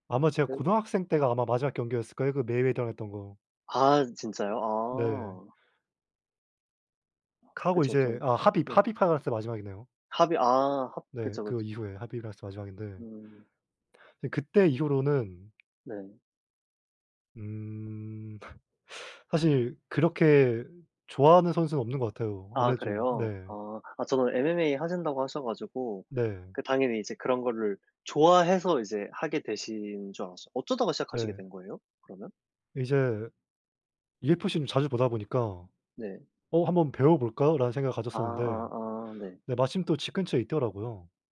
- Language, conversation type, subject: Korean, unstructured, 운동을 하면서 자신감이 생겼던 경험이 있나요?
- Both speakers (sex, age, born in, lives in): male, 20-24, South Korea, South Korea; male, 25-29, South Korea, South Korea
- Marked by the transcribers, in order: tapping